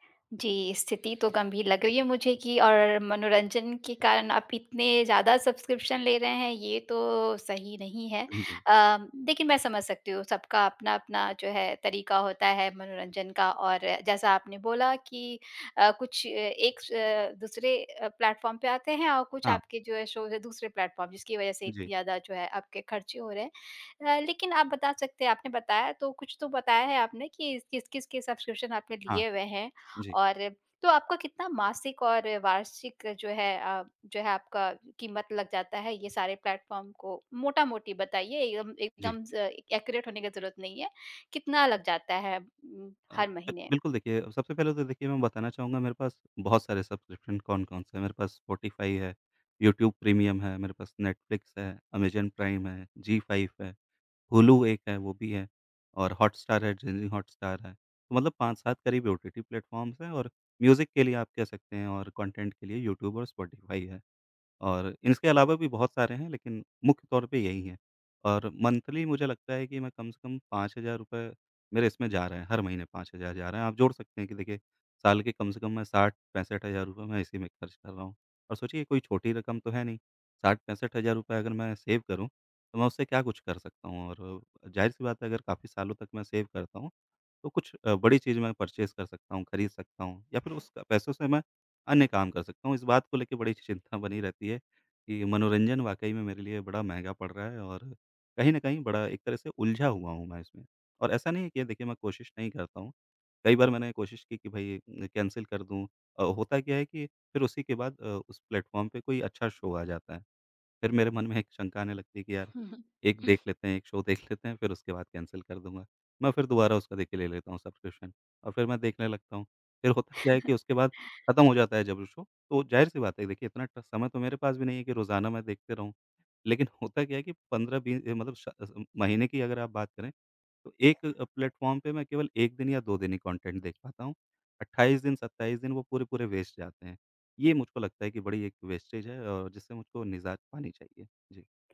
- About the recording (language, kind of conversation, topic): Hindi, advice, कई सब्सक्रिप्शन में फँसे रहना और कौन-कौन से काटें न समझ पाना
- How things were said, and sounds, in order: tapping; in English: "प्लेटफ़ॉर्म"; in English: "शोज़"; in English: "प्लेटफ़ॉर्म"; in English: "प्लेटफ़ॉर्म"; in English: "एक्यूरेट"; other noise; in English: "प्लेटफ़ॉर्म्स"; in English: "म्यूज़िक"; in English: "कंटेंट"; in English: "मंथली"; in English: "सेव"; in English: "सेव"; in English: "परचेज़"; other background noise; laughing while speaking: "चिंता"; in English: "कैंसल"; in English: "प्लेटफ़ॉर्म"; in English: "शो"; laughing while speaking: "में एक"; in English: "शो"; laughing while speaking: "देख"; chuckle; in English: "कैंसल"; laughing while speaking: "फिर होता"; chuckle; in English: "शो"; laughing while speaking: "लेकिन"; in English: "प्लेटफ़ॉर्म"; in English: "कॉन्टेंट"; in English: "वेस्ट"; in English: "वेस्टेज"